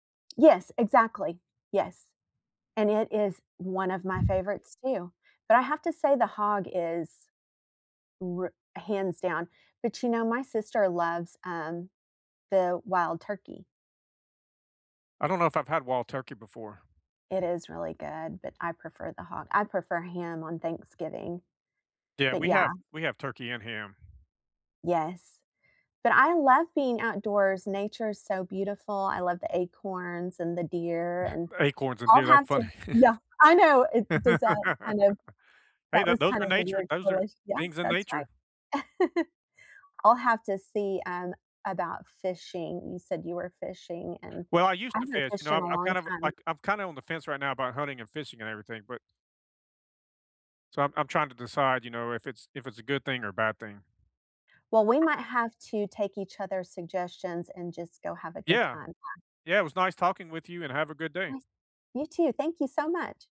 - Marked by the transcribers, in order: tsk; chuckle; anticipating: "I know"; laugh; chuckle; unintelligible speech
- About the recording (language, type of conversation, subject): English, unstructured, What’s a memory of being in nature that always makes you smile?